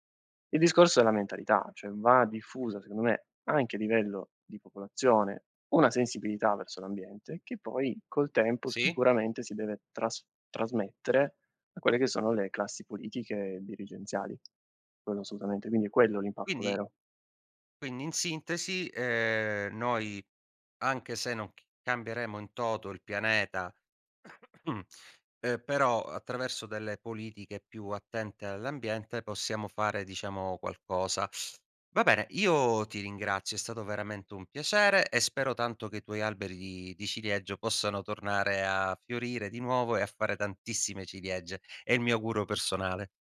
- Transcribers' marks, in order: cough; tapping
- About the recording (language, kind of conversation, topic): Italian, podcast, Come fa la primavera a trasformare i paesaggi e le piante?